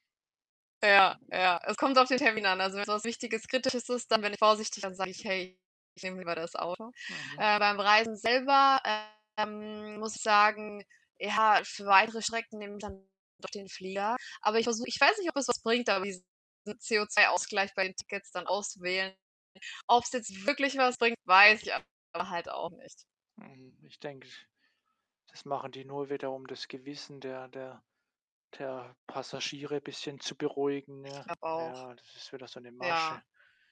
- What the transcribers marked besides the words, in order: distorted speech; other background noise
- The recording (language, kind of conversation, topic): German, unstructured, Was findest du an Kreuzfahrten problematisch?